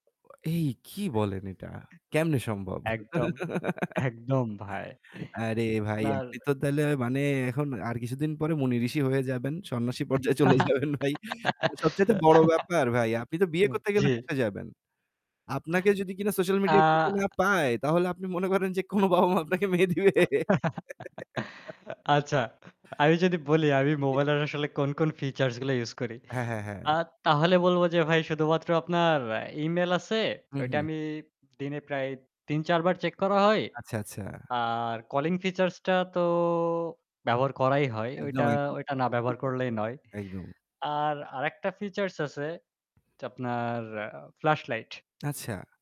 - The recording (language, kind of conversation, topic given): Bengali, unstructured, আপনার মতে মোবাইল ফোন কীভাবে জীবনকে আরও সহজ করেছে?
- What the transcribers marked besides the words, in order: static; other background noise; laugh; laughing while speaking: "একদম ভাই"; laughing while speaking: "পর্যায়ে চলে যাবেন ভাই"; laugh; laughing while speaking: "কোনো বাবা-মা আপনাকে মেয়ে দিবে?"; chuckle; laugh; unintelligible speech; drawn out: "তো"; unintelligible speech